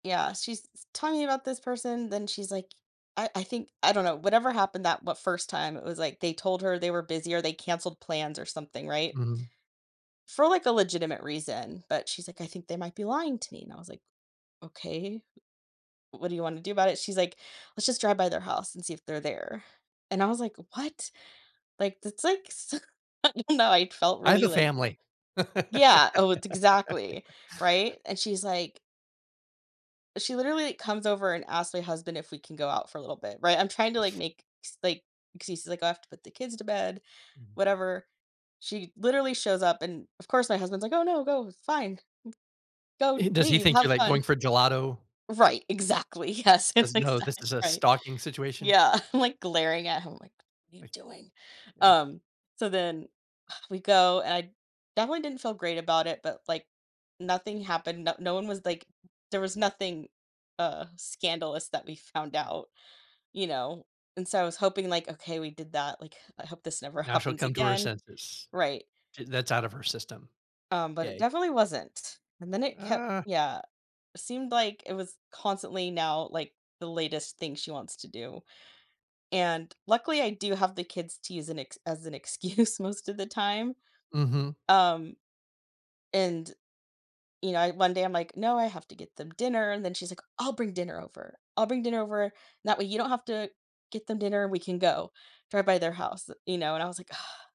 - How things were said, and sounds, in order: laughing while speaking: "I don't know"; laugh; laughing while speaking: "yes, that's exactly right. Yeah"; laughing while speaking: "excuse"; sigh
- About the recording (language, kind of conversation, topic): English, advice, How can I set boundaries and distance myself from a toxic friend while protecting my well-being?
- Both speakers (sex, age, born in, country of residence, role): female, 40-44, United States, United States, user; male, 55-59, United States, United States, advisor